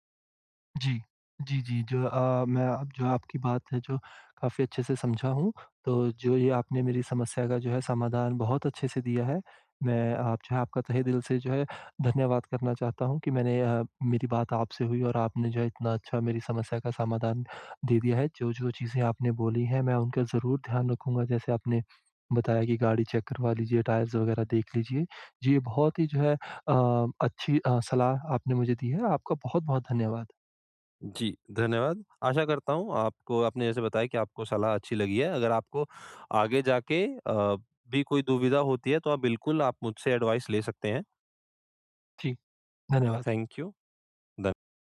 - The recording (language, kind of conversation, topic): Hindi, advice, मैं यात्रा की अनिश्चितता और चिंता से कैसे निपटूँ?
- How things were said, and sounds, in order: in English: "चेक"; in English: "टायर्स"; tapping; in English: "एडवाइस"; in English: "थैंक यू"